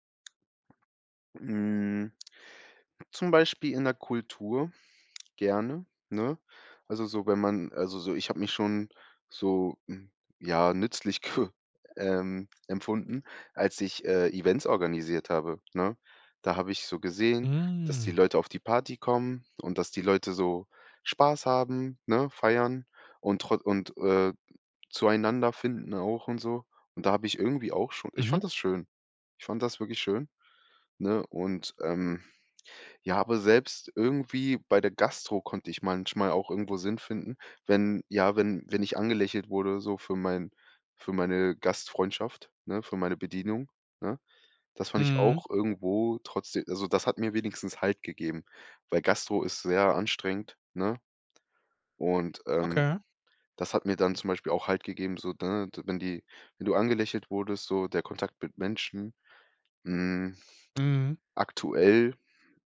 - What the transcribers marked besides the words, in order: other background noise; drawn out: "Mhm"
- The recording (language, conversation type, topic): German, podcast, Was macht einen Job für dich sinnvoll?